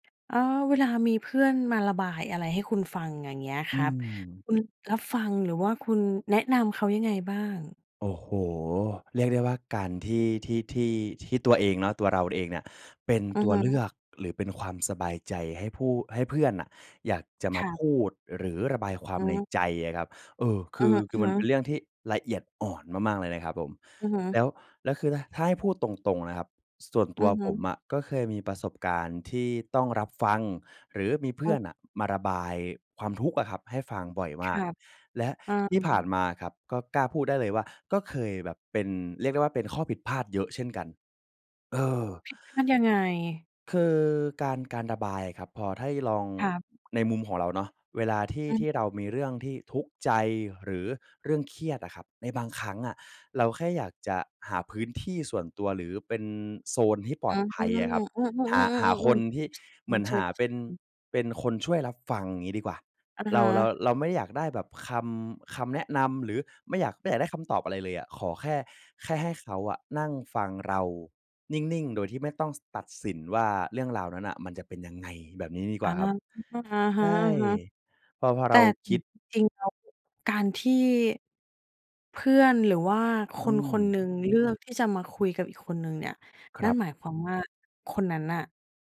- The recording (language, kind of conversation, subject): Thai, podcast, เวลาเพื่อนมาระบาย คุณรับฟังเขายังไงบ้าง?
- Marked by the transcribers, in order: "อย่าง" said as "หงั่ง"; other background noise; unintelligible speech